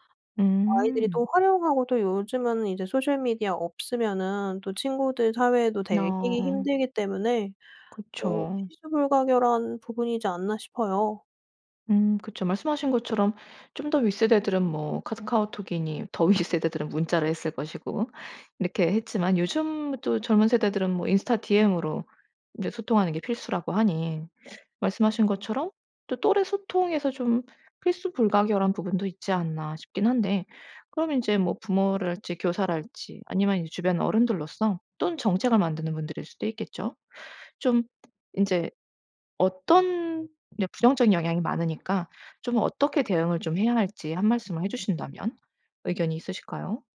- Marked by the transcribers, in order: laughing while speaking: "윗세대들은"; other background noise; tapping
- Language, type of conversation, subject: Korean, podcast, 어린 시절부터 SNS에 노출되는 것이 정체성 형성에 영향을 줄까요?